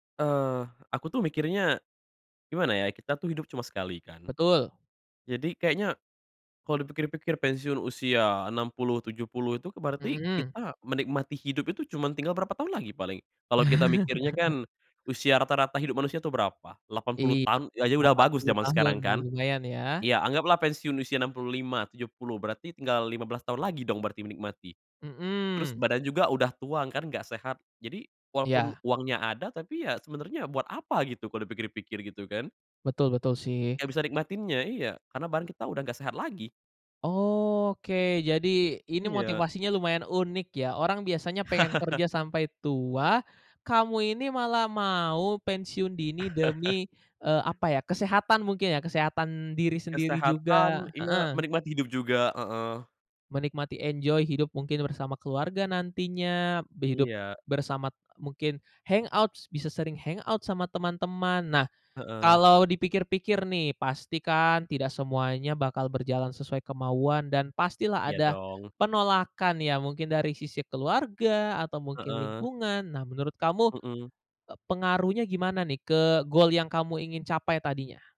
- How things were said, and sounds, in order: chuckle; laugh; chuckle; tapping; in English: "enjoy"; "bersama" said as "bersamat"; in English: "hangout"; in English: "hangout"
- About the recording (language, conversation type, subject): Indonesian, podcast, Bagaimana kamu memutuskan antara stabilitas dan mengikuti panggilan hati?